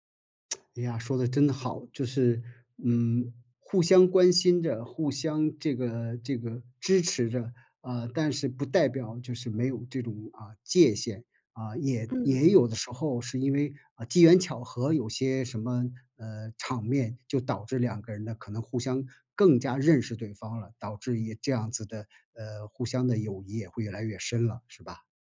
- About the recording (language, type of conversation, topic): Chinese, podcast, 你觉得什么样的友谊最值得珍惜？
- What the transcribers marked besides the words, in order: tsk